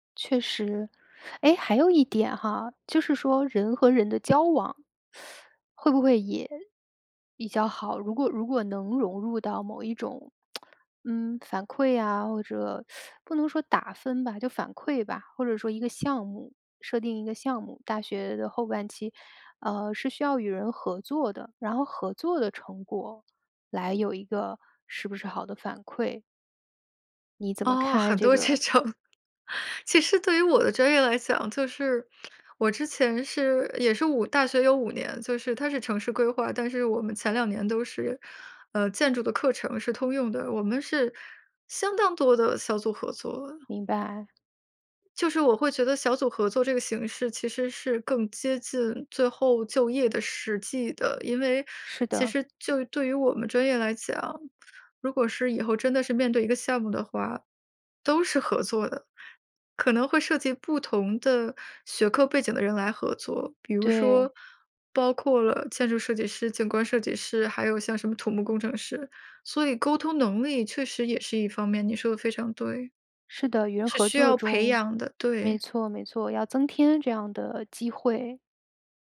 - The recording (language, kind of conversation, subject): Chinese, podcast, 你怎么看待考试和测验的作用？
- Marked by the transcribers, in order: teeth sucking; lip smack; teeth sucking; laughing while speaking: "这种"